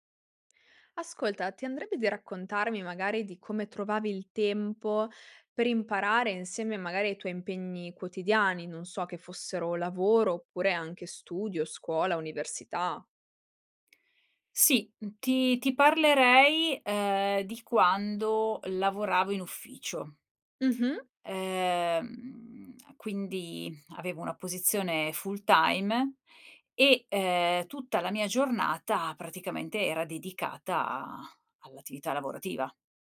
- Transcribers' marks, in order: in English: "full time"
- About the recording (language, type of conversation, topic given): Italian, podcast, Come riuscivi a trovare il tempo per imparare, nonostante il lavoro o la scuola?